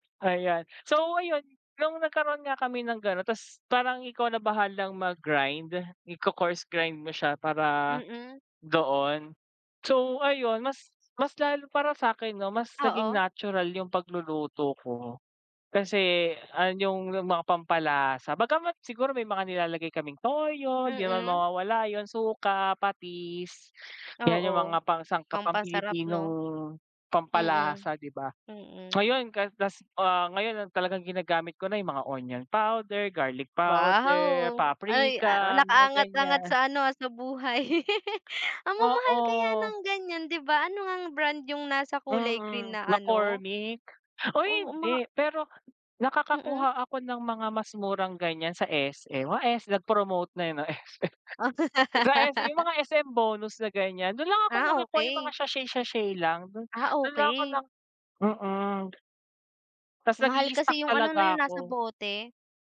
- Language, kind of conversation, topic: Filipino, unstructured, Ano ang palagay mo sa labis na paggamit ng pang-imbak sa pagkain?
- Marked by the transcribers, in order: tapping; laugh; laughing while speaking: "S-M"; laugh